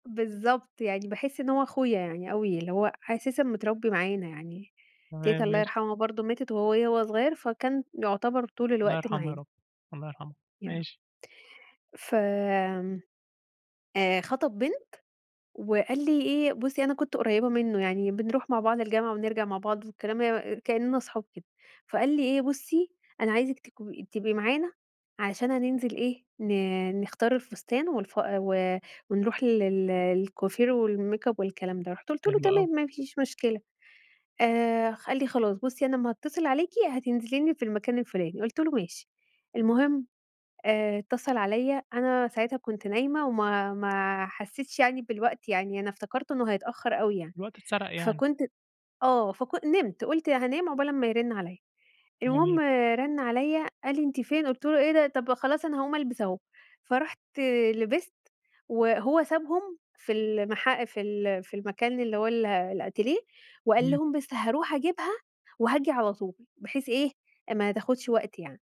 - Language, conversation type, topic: Arabic, podcast, هل قابلت قبل كده حد غيّر نظرتك للحياة؟
- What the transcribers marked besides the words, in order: in English: "الأتيليه"